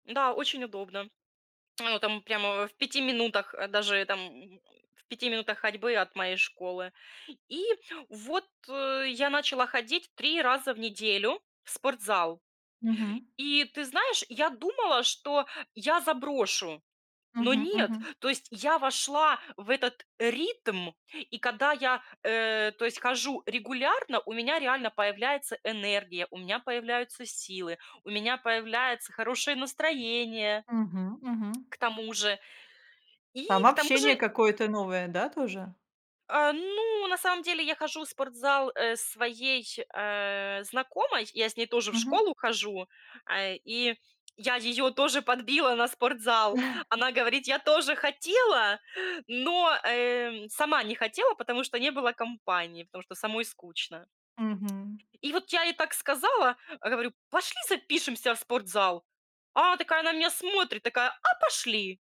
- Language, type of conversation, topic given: Russian, podcast, Какие небольшие цели помогают выработать регулярность?
- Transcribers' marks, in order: lip smack; tapping; chuckle